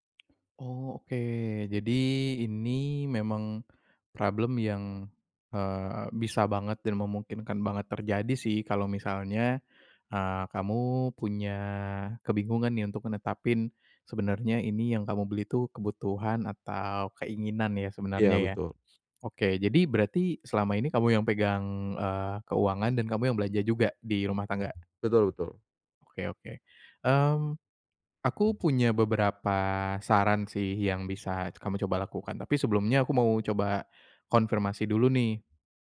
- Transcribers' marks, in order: tapping; other background noise
- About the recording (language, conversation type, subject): Indonesian, advice, Bagaimana cara menetapkan batas antara kebutuhan dan keinginan agar uang tetap aman?